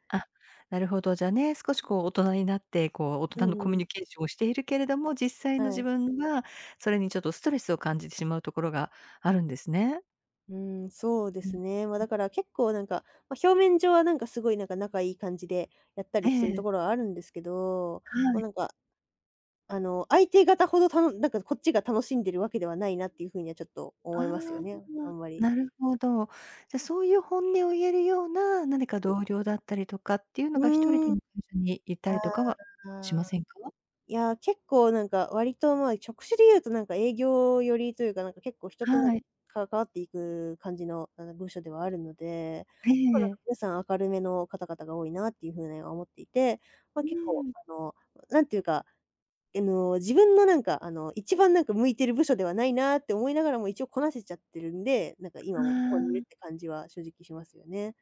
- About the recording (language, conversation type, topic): Japanese, advice, 仕事に行きたくない日が続くのに、理由がわからないのはなぜでしょうか？
- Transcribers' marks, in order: other background noise; "職種" said as "ちょくしゅ"